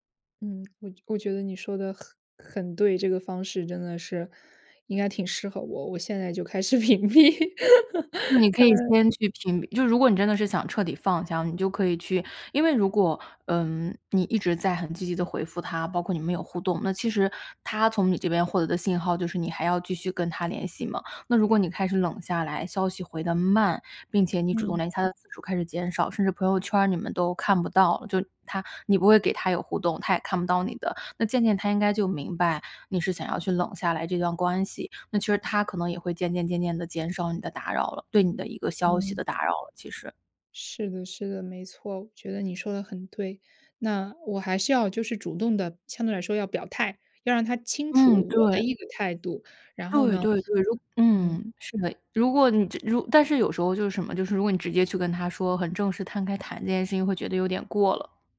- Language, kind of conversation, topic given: Chinese, advice, 我对前任还存在情感上的纠葛，该怎么办？
- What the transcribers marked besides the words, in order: lip smack; laughing while speaking: "屏蔽"; laugh; tapping